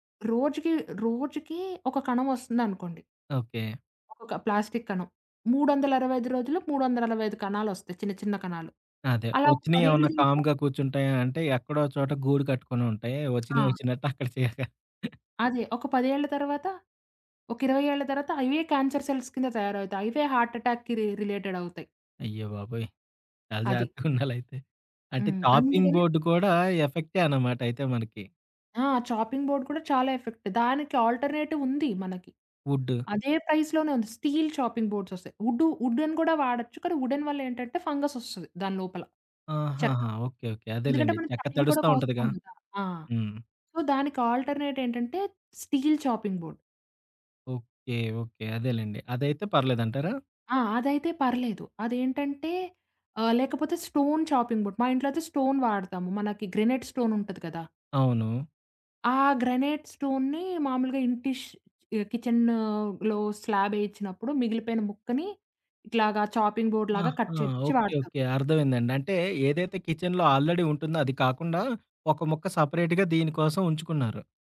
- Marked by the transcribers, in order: in English: "కామ్‌గా"; laughing while speaking: "అక్కడ చేరతాయి"; in English: "క్యాన్సర్ సెల్స్"; in English: "హార్ట్ అటాక్‌కి రి రిలేటెడ్‌గా"; laughing while speaking: "ఉండాలయితే"; in English: "చాపింగ్ బోర్డ్"; in English: "చాపింగ్ బోర్డ్"; in English: "ఎఫెక్ట్"; in English: "ఆల్టర్‌నేటివ్"; in English: "వుడ్"; in English: "ప్రైజ్‌లోనే"; in English: "చాపింగ్ బోర్డ్స్"; in English: "వుడెన్"; in English: "వుడెన్"; in English: "ఫంగస్"; in English: "సో"; in English: "ఆల్టర్‌నేట్"; in English: "చాపింగ్ బోర్డ్"; in English: "స్టోన్ చాపింగ్ బోర్డ్"; in English: "స్టోన్"; in English: "గ్రానైట్ స్టోన్"; in English: "గ్రానైట్ స్టోన్‌ని"; in English: "కిచెన్‌లో స్లాబ్"; in English: "చాపింగ్ బోర్డ్‌లాగా కట్"; in English: "కిచెన్‌లో ఆల్రెడీ"; in English: "సెపరేట్‌గా"
- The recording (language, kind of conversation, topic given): Telugu, podcast, పర్యావరణ రక్షణలో సాధారణ వ్యక్తి ఏమేం చేయాలి?